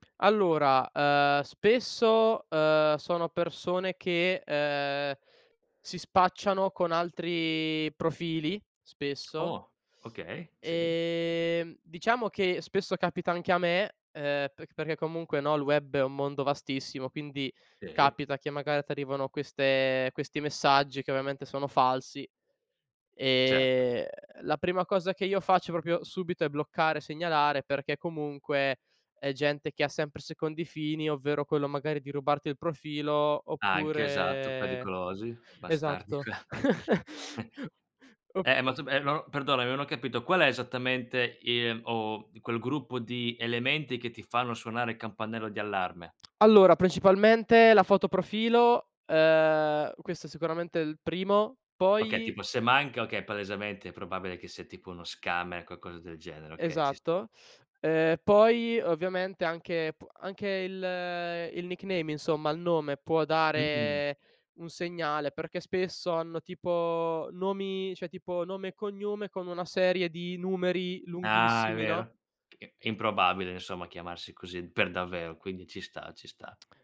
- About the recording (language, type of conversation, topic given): Italian, podcast, Come costruire fiducia online, sui social o nelle chat?
- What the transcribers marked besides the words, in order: "proprio" said as "propio"; laughing while speaking: "qua"; chuckle; laugh; in English: "scammer"; "cioè" said as "ceh"